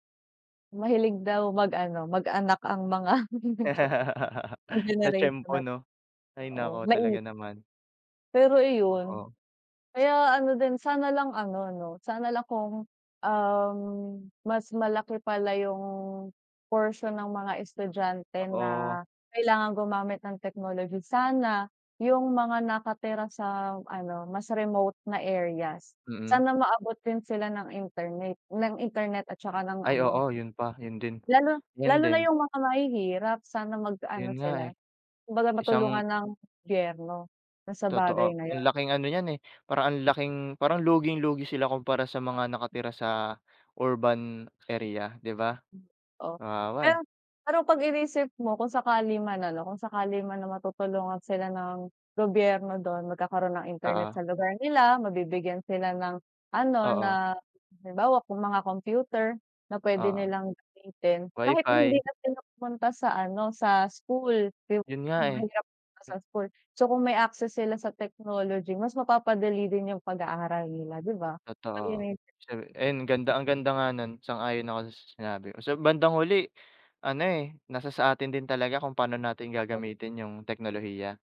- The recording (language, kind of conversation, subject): Filipino, unstructured, Paano binabago ng teknolohiya ang paraan ng pag-aaral?
- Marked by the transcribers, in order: laughing while speaking: "mga joke lang"; laugh; chuckle; other background noise; tapping; unintelligible speech